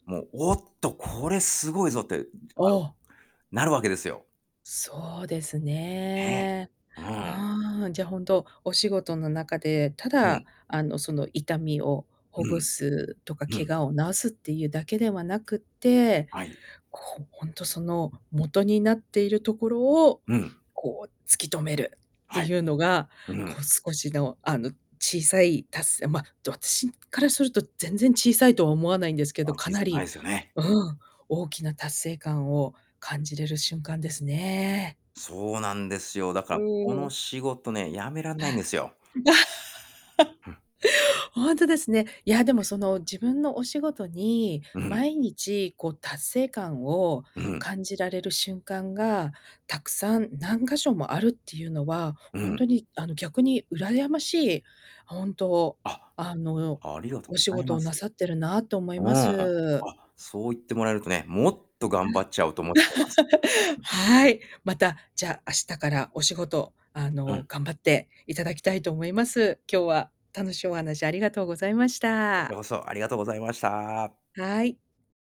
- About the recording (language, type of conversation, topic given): Japanese, podcast, 日々の仕事で小さな達成感を意図的に作るにはどうしていますか？
- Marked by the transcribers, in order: static; distorted speech; laugh; laugh; other background noise